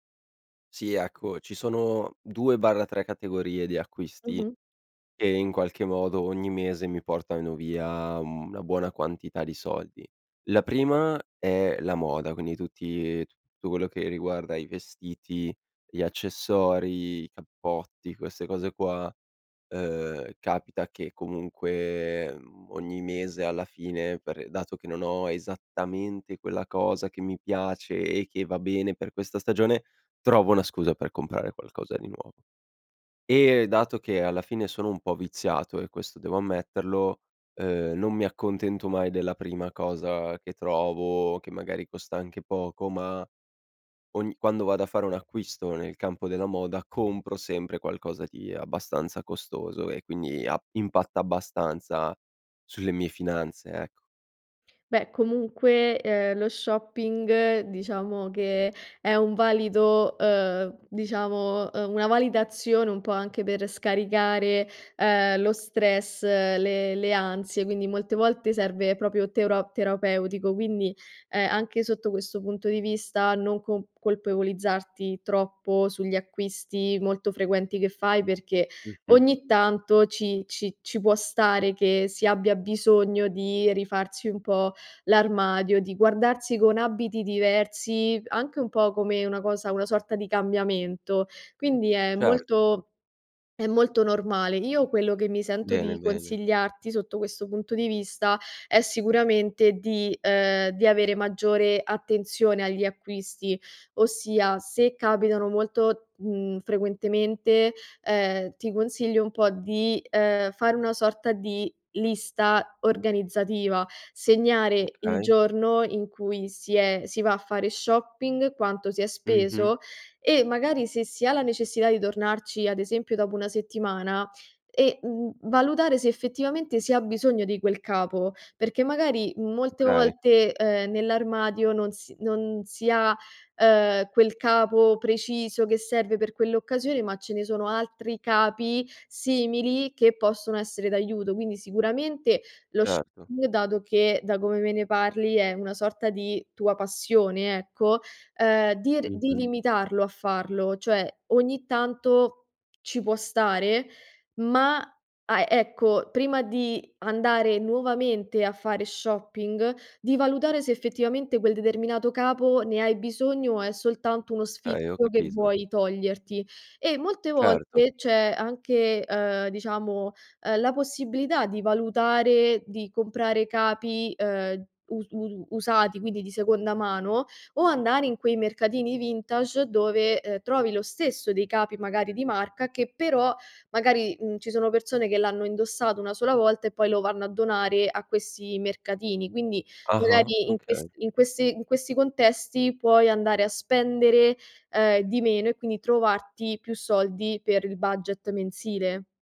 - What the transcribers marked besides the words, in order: "proprio" said as "propio"
- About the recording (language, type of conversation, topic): Italian, advice, Come posso rispettare un budget mensile senza sforarlo?